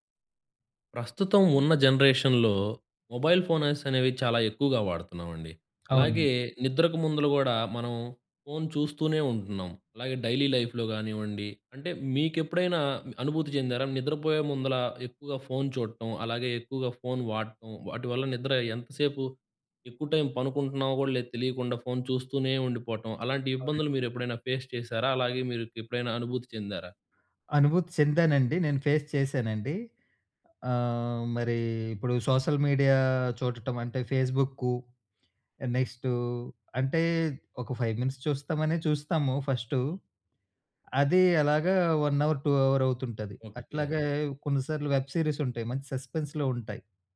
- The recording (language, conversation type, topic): Telugu, podcast, నిద్రకు ముందు స్క్రీన్ వాడకాన్ని తగ్గించడానికి మీ సూచనలు ఏమిటి?
- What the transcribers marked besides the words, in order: in English: "జనరేషన్‍లో మొబైల్"; tapping; in English: "డైలీ లైఫ్‌లో"; in English: "ఫేస్"; in English: "ఫేస్"; in English: "సోషల్ మీడియా"; in English: "ఫైవ్ మినిట్స్"; in English: "వన్ అవర్, టూ అవర్"; in English: "వెబ్ సీరీస్"; in English: "సస్పెన్స్‌లో"